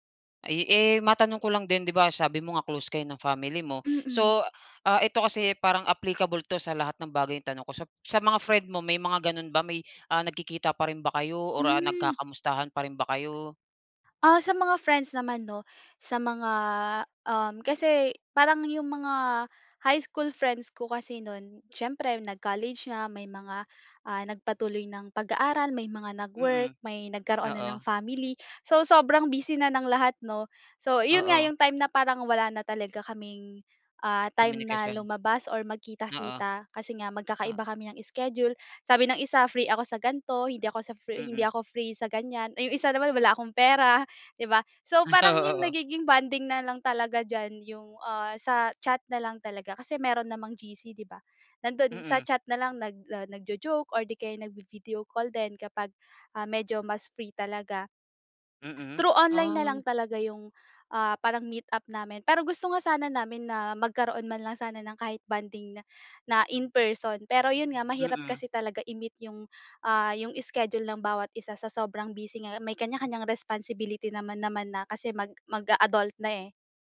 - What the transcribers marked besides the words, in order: tapping
- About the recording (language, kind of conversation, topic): Filipino, podcast, Ano ang ginagawa ninyo para manatiling malapit sa isa’t isa kahit abala?